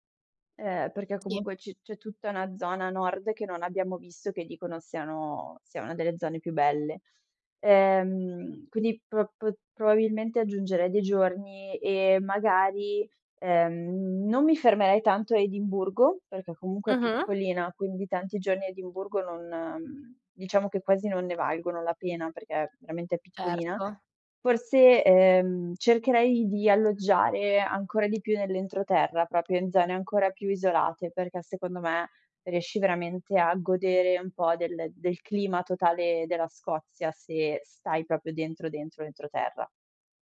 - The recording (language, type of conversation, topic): Italian, podcast, Raccontami di un viaggio che ti ha cambiato la vita?
- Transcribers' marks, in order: tapping; "proprio" said as "propio"; "proprio" said as "propio"